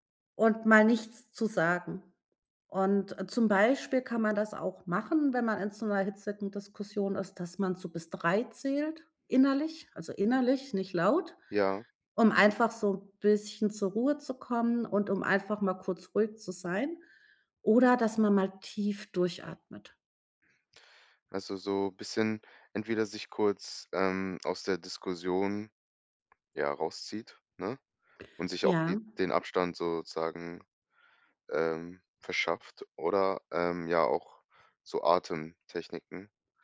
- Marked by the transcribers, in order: none
- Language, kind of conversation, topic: German, podcast, Wie bleibst du ruhig, wenn Diskussionen hitzig werden?